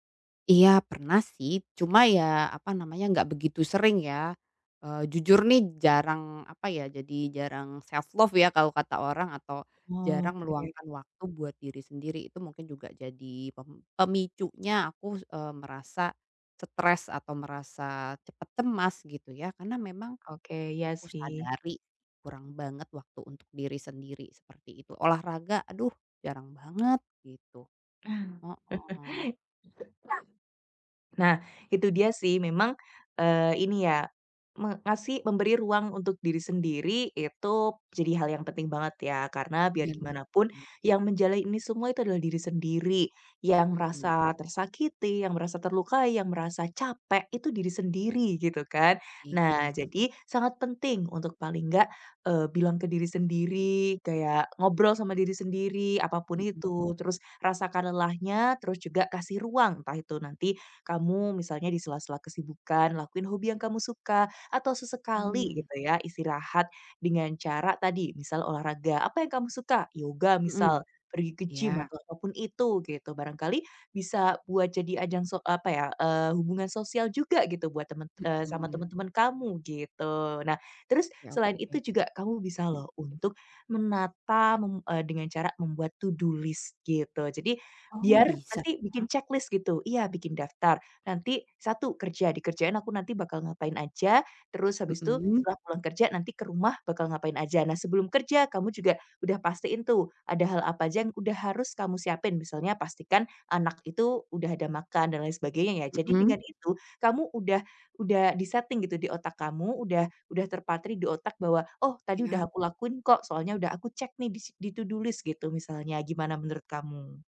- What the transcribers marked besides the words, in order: in English: "self-love"; other background noise; stressed: "pemicunya"; chuckle; unintelligible speech; in English: "to-do list"; in English: "to-do list"
- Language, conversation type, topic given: Indonesian, advice, Bagaimana cara menenangkan diri saat tiba-tiba merasa sangat kewalahan dan cemas?